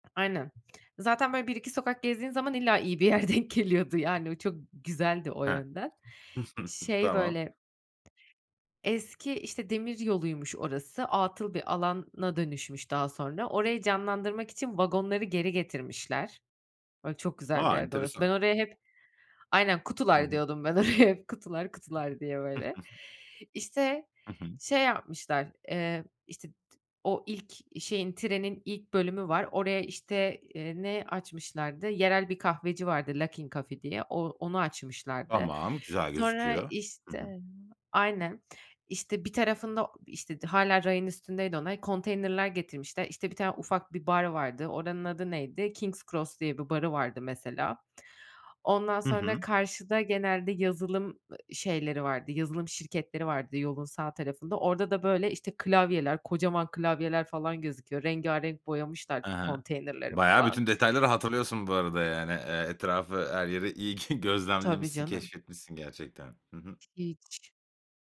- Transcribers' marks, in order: other background noise; laughing while speaking: "iyi bir yer denk geliyordu"; tapping; chuckle; laughing while speaking: "oraya hep"; chuckle; giggle
- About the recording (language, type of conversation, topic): Turkish, podcast, Bir yerde kaybolup beklenmedik güzellikler keşfettiğin anı anlatır mısın?